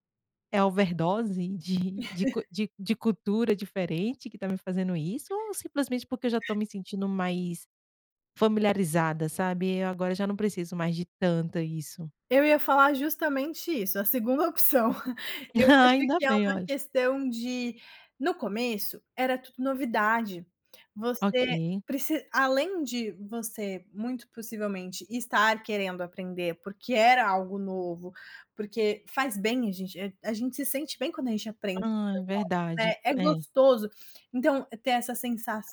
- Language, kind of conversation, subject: Portuguese, advice, Como posso aprender os costumes e as normas sociais ao me mudar para outro país?
- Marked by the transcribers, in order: laugh; other background noise; "tanto" said as "tanta"; laughing while speaking: "Hã. Ainda bem, olha"; laugh